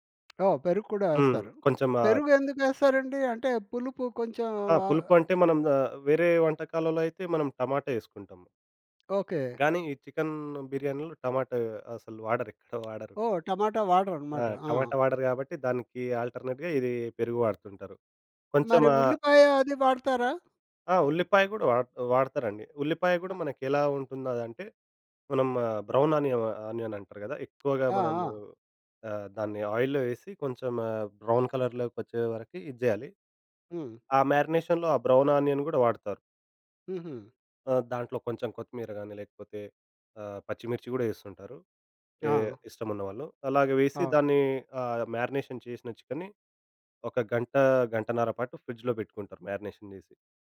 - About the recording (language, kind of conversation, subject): Telugu, podcast, వంటను కలిసి చేయడం మీ ఇంటికి ఎలాంటి ఆత్మీయ వాతావరణాన్ని తెస్తుంది?
- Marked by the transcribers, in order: tapping; other background noise; in English: "ఆల్‌టర్‌నేట్‌గా"; in English: "బ్రౌన్ ఆనియం ఆనియన్"; in English: "ఆయిల్‌లో"; in English: "బ్రౌన్ కలర్‌లొకొచ్చే"; in English: "మ్యారినేషన్‌లో"; in English: "బ్రౌన్ ఆనియన్"; in English: "మ్యారినేషన్"; in English: "ఫ్రిడ్జ్‌లో"; in English: "మ్యారినేషన్"